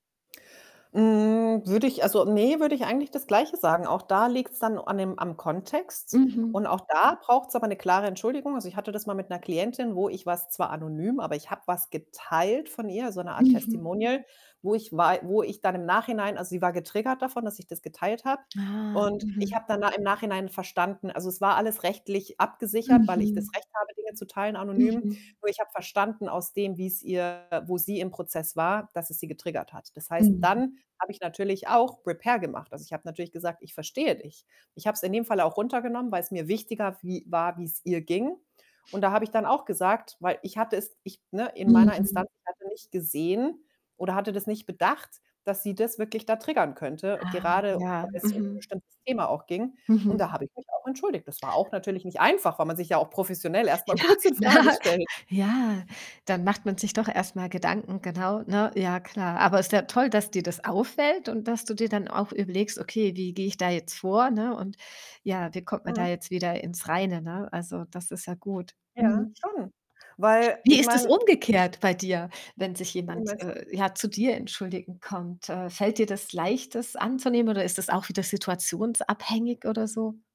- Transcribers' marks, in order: static; other background noise; distorted speech; in English: "Repair"; laughing while speaking: "kurz in Frage"; laughing while speaking: "klar"
- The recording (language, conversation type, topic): German, podcast, Wie würdest du dich entschuldigen, wenn du im Unrecht warst?